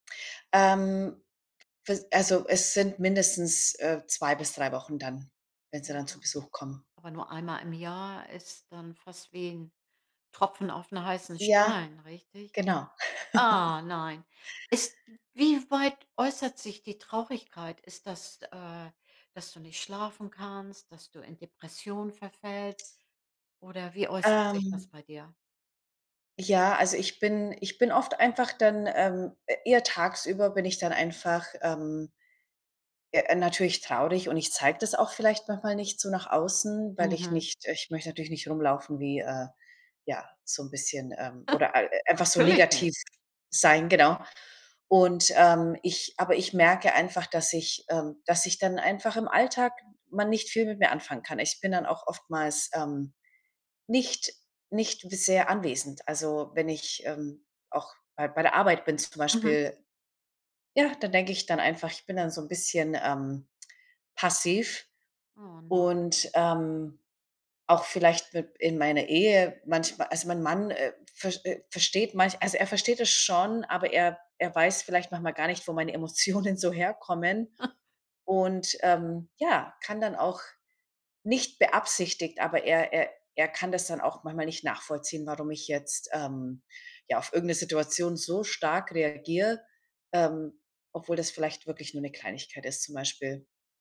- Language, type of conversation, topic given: German, advice, Wie gehst du nach dem Umzug mit Heimweh und Traurigkeit um?
- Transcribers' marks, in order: other background noise; unintelligible speech; stressed: "Ah"; chuckle; chuckle; laughing while speaking: "Emotionen"; chuckle